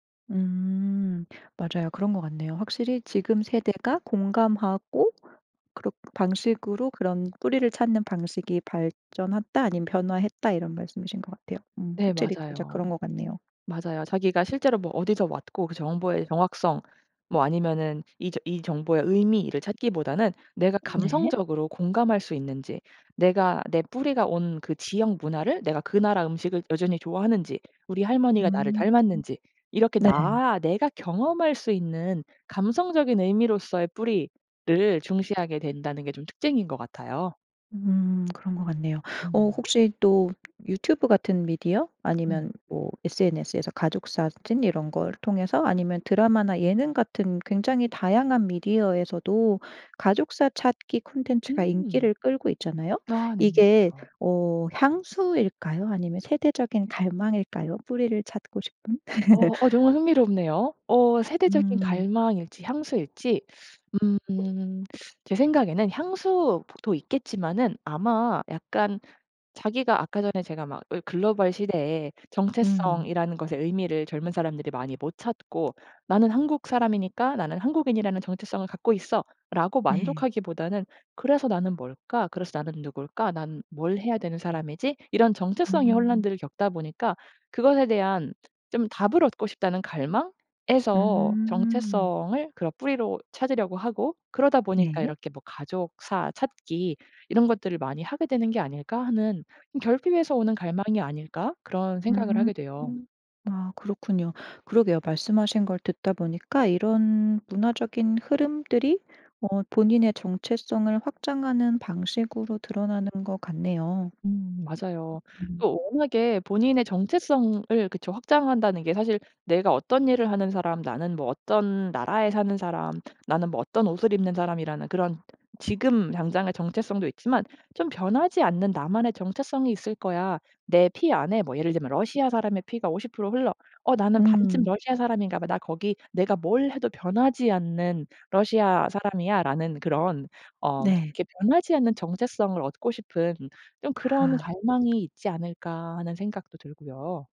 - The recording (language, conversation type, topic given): Korean, podcast, 세대에 따라 ‘뿌리’를 바라보는 관점은 어떻게 다른가요?
- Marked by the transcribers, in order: other background noise; tapping; laugh